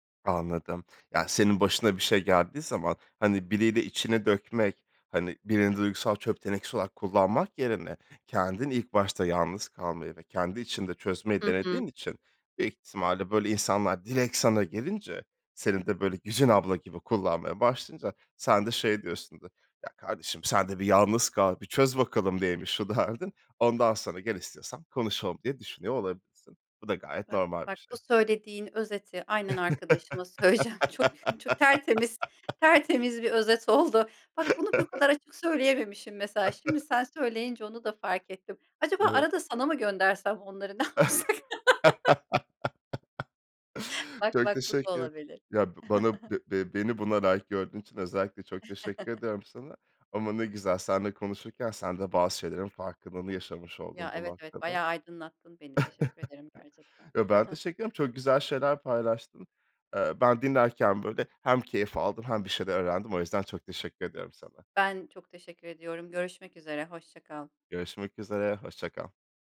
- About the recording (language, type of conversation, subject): Turkish, podcast, Birini dinledikten sonra ne zaman tavsiye verirsin, ne zaman susmayı seçersin?
- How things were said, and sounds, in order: unintelligible speech; laughing while speaking: "derdin"; laugh; laughing while speaking: "söyleyeceğim"; laugh; laugh; other background noise; unintelligible speech; laugh; laughing while speaking: "ne yapsak?"; laugh; chuckle; chuckle; chuckle; chuckle